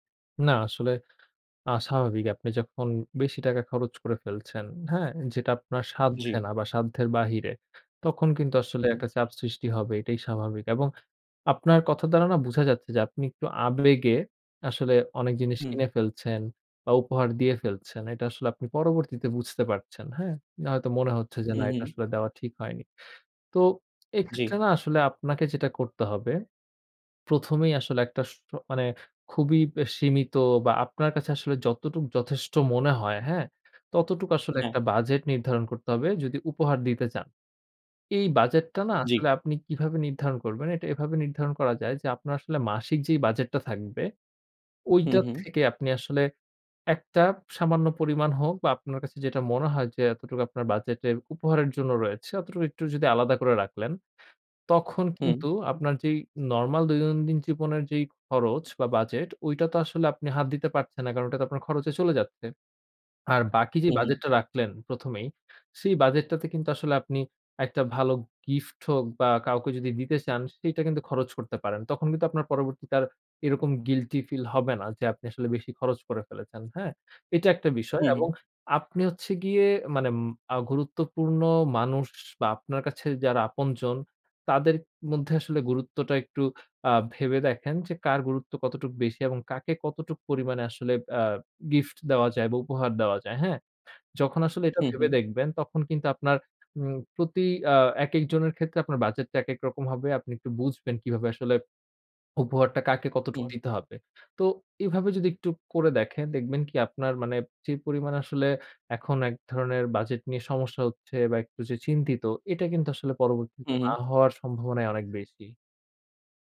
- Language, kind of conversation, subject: Bengali, advice, উপহার দিতে গিয়ে আপনি কীভাবে নিজেকে অতিরিক্ত খরচে ফেলেন?
- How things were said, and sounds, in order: other noise; tapping; lip smack; in English: "guilty"; swallow; horn